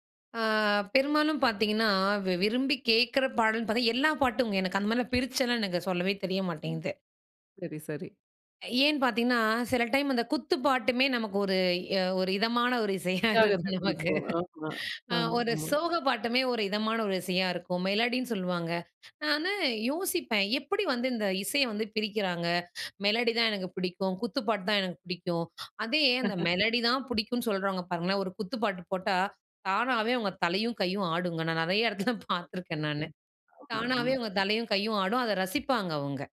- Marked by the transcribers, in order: laughing while speaking: "ஒரு இசையா இருக்கும் நமக்கு"; in English: "மெலடின்னு"; in English: "மெலடி"; in English: "மெலடி"; laugh; laughing while speaking: "நெறைய இடத்துல பாத்துருக்கேன் நானு"; unintelligible speech
- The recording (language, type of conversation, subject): Tamil, podcast, ஒரு குறிப்பிட்ட காலத்தின் இசை உனக்கு ஏன் நெருக்கமாக இருக்கும்?